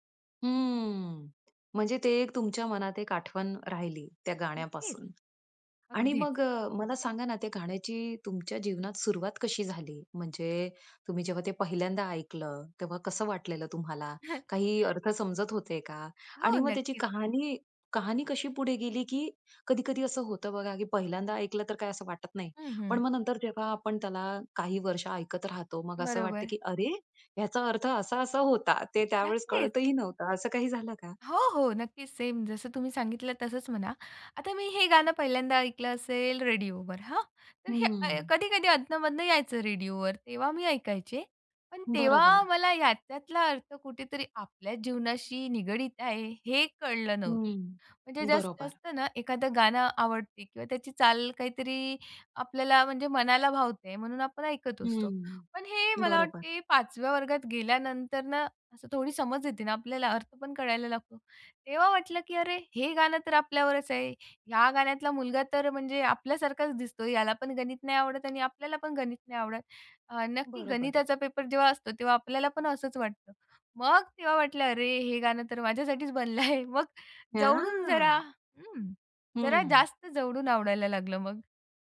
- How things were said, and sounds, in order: tapping; other background noise; chuckle; laughing while speaking: "बनलं आहे"
- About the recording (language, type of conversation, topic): Marathi, podcast, शाळा किंवा कॉलेजच्या दिवसांची आठवण करून देणारं तुमचं आवडतं गाणं कोणतं आहे?